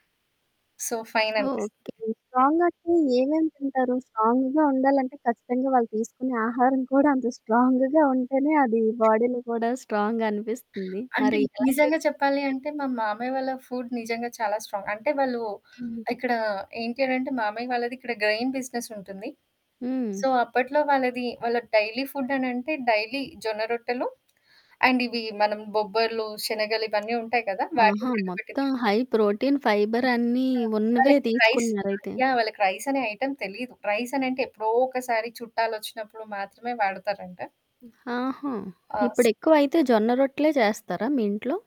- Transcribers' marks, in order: in English: "సొ, ఫైన్"; other background noise; in English: "స్ట్రాంగ్‌గా"; in English: "స్ట్రాంగ్‌గా"; in English: "బాడీలో"; static; distorted speech; in English: "ఫుడ్"; in English: "స్ట్రాంగ్"; in English: "గ్రెైన్"; in English: "సో"; in English: "డైలీ ఫుడ్"; in English: "డైలీ"; in English: "అండ్"; in English: "హై ప్రోటీన్, ఫైబర్"; in English: "రైస్"; in English: "రైస్"; in English: "ఐటమ్"; in English: "రైస్"; tapping
- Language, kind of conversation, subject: Telugu, podcast, ఒంటరిగా ఉండటం మీకు భయం కలిగిస్తుందా, లేక ప్రశాంతతనిస్తుందా?